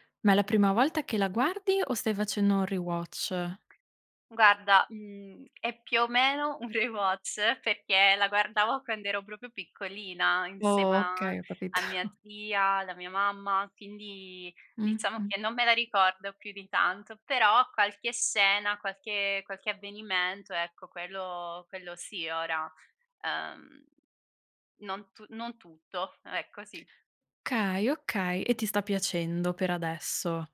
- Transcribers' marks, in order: in English: "rewatch?"; tapping; in English: "rewatch"; other background noise; laughing while speaking: "capito"; "Okay" said as "kay"
- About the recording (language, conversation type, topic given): Italian, podcast, Che cosa ti piace di più quando guardi film e serie TV?